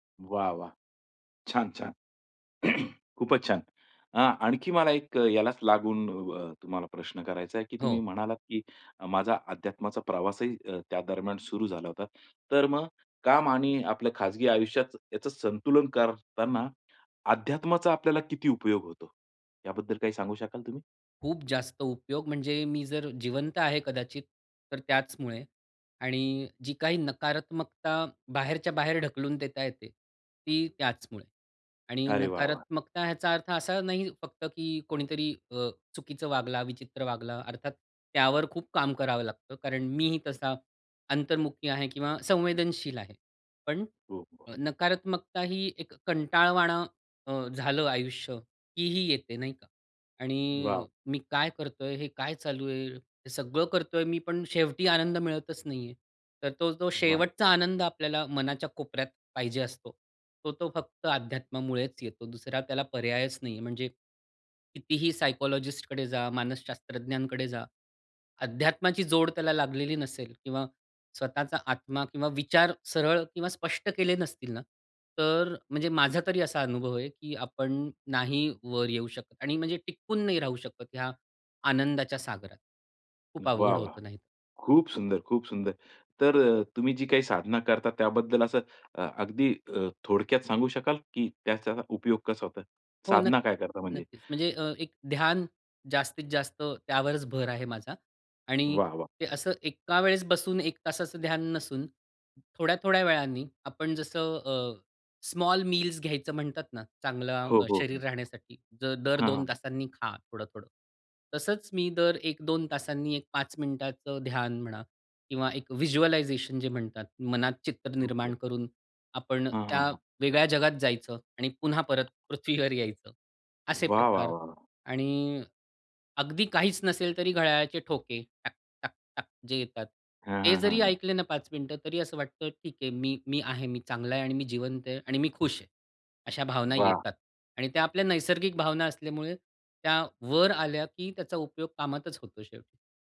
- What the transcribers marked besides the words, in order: throat clearing; in English: "सायकॉलॉजिस्टकडे"; in English: "स्मॉल मील्स"; other background noise; in English: "व्हिज्युअलायझेशन"; laughing while speaking: "पृथ्वीवर यायचं"
- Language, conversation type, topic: Marathi, podcast, काम आणि वैयक्तिक आयुष्यातील संतुलन तुम्ही कसे साधता?